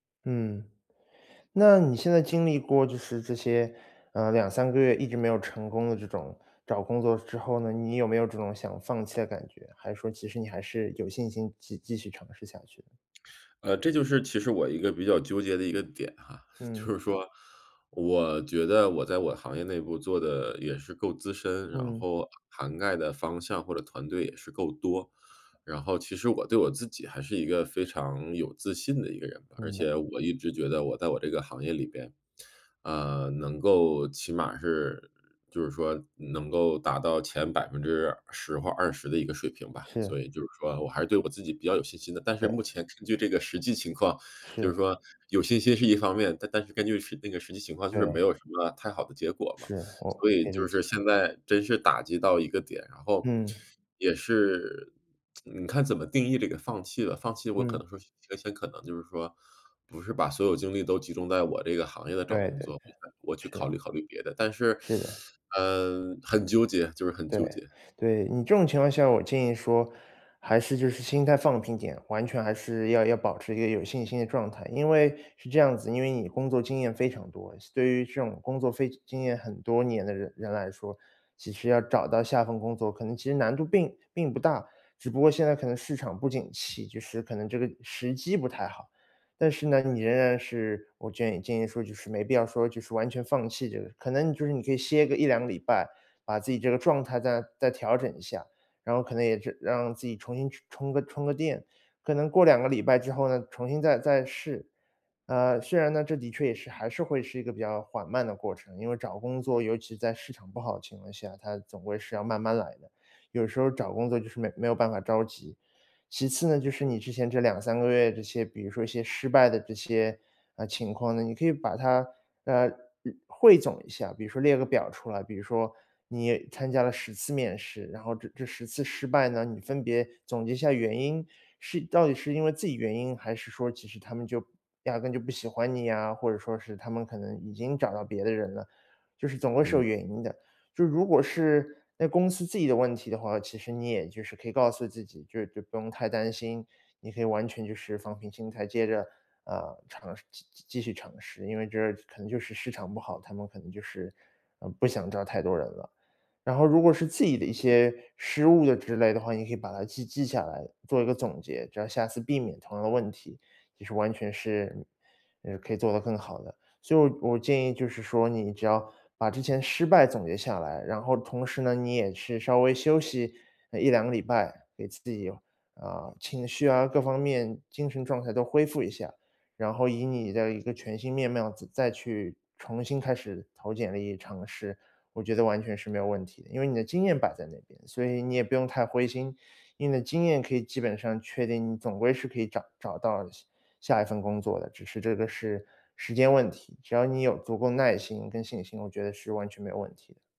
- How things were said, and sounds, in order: laughing while speaking: "就是说"; other background noise; tsk; teeth sucking; "建议" said as "倦议"; other noise; "貌" said as "妙"
- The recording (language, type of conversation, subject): Chinese, advice, 我该如何面对一次次失败，仍然不轻易放弃？